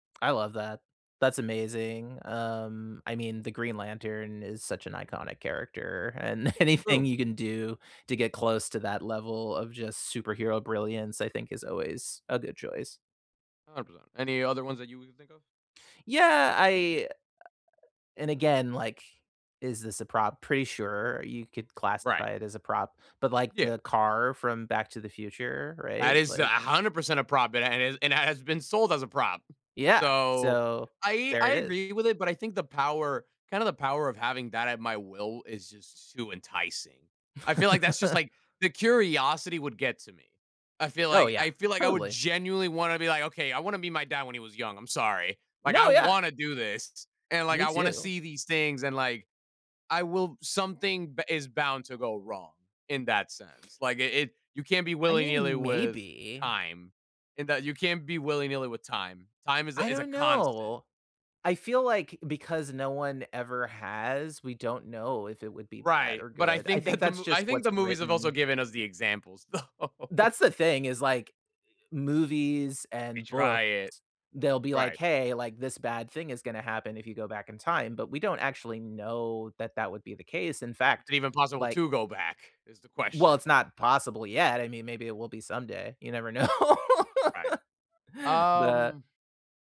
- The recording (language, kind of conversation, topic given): English, unstructured, What film prop should I borrow, and how would I use it?
- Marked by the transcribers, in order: laughing while speaking: "anything"; other noise; chuckle; laughing while speaking: "that"; laughing while speaking: "though"; stressed: "yet"; laughing while speaking: "know"; laugh